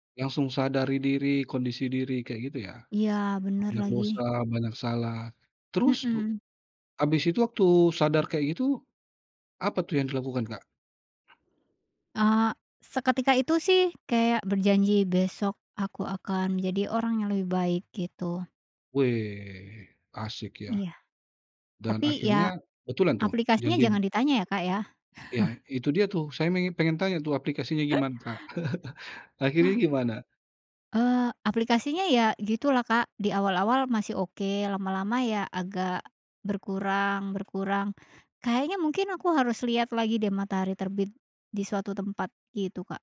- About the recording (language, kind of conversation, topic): Indonesian, podcast, Apa yang kamu pelajari tentang waktu dari menyaksikan matahari terbit?
- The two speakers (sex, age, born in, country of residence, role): female, 40-44, Indonesia, Indonesia, guest; male, 35-39, Indonesia, Indonesia, host
- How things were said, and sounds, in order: chuckle; chuckle